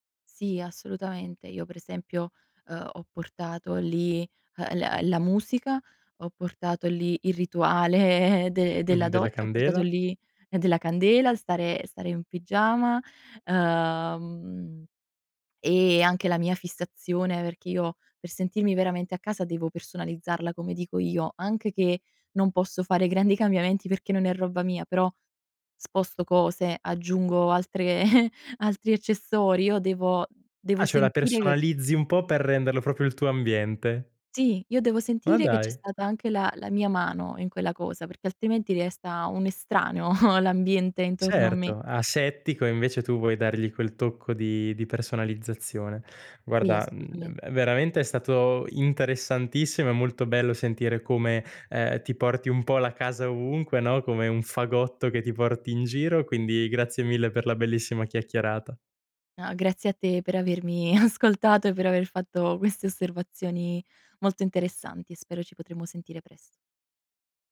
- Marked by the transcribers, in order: laughing while speaking: "rituale"; giggle; "cioè" said as "ceh"; chuckle; chuckle
- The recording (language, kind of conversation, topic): Italian, podcast, C'è un piccolo gesto che, per te, significa casa?